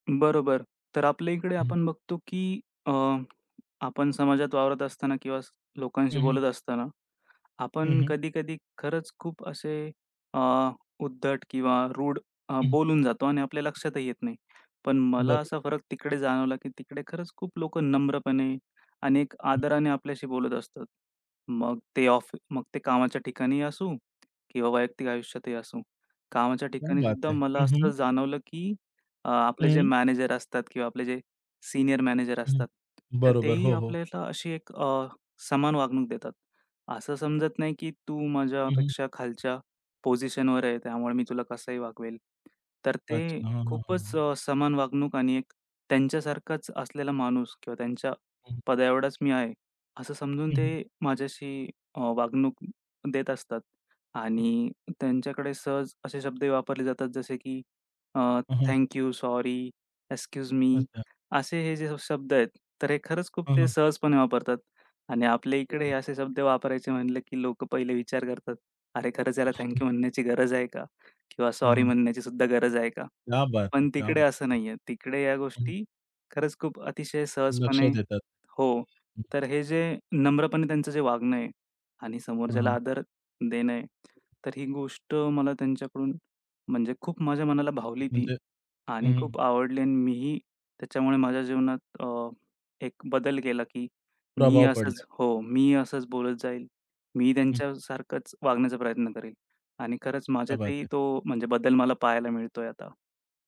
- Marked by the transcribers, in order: tapping; other background noise; in English: "रूड"; in Hindi: "क्या बात है!"; in English: "थँक यू, सॉरी, एक्सक्यूज"; unintelligible speech; chuckle; in Hindi: "क्या बात है! क्या बात है!"; horn; in Hindi: "क्या बात है!"
- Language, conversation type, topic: Marathi, podcast, परदेशात लोकांकडून तुम्हाला काय शिकायला मिळालं?